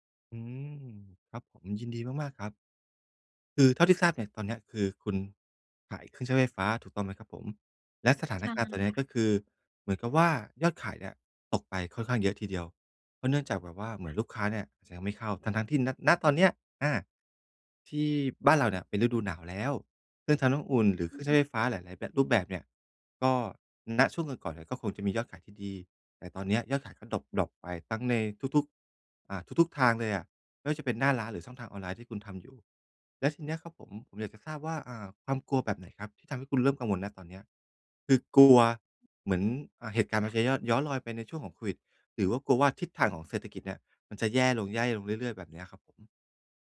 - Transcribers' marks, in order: other background noise
- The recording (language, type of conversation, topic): Thai, advice, ฉันจะรับมือกับความกลัวและความล้มเหลวได้อย่างไร